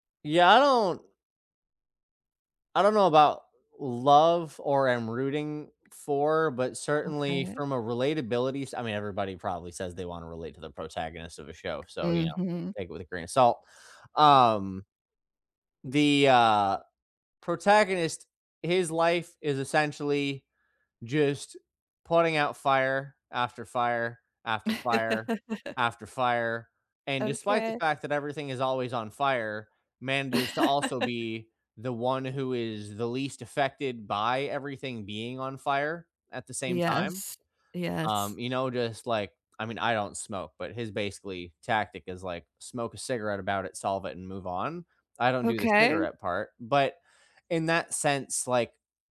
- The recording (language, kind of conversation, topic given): English, unstructured, What underrated TV shows would you recommend watching this year?
- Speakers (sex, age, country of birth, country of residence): female, 45-49, United States, United States; male, 30-34, United States, United States
- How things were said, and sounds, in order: laugh; chuckle; tapping